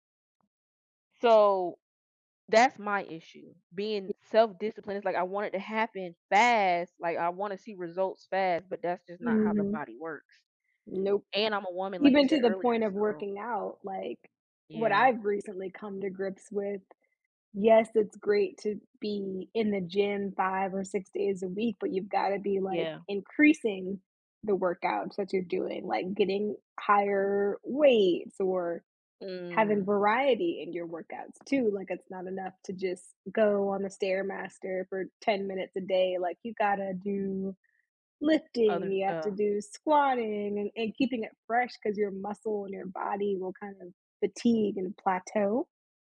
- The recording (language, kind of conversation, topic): English, unstructured, How does practicing self-discipline impact our mental and emotional well-being?
- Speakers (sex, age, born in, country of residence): female, 35-39, United States, United States; female, 35-39, United States, United States
- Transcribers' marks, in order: stressed: "fast"; tapping